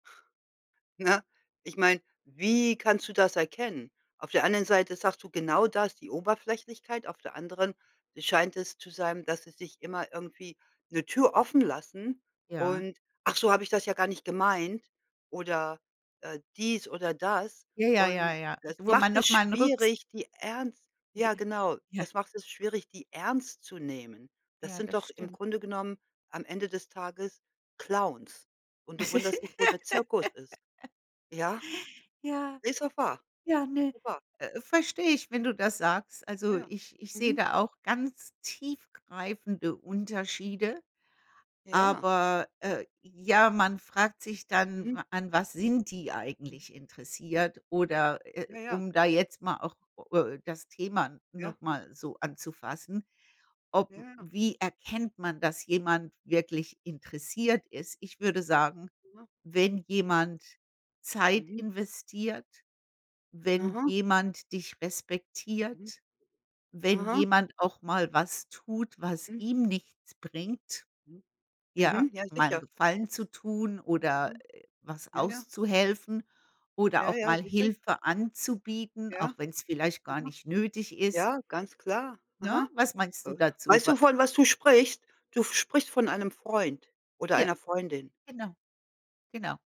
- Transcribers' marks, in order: laughing while speaking: "Das ist"; laugh
- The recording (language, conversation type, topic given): German, unstructured, Wie erkennst du, ob jemand wirklich an einer Beziehung interessiert ist?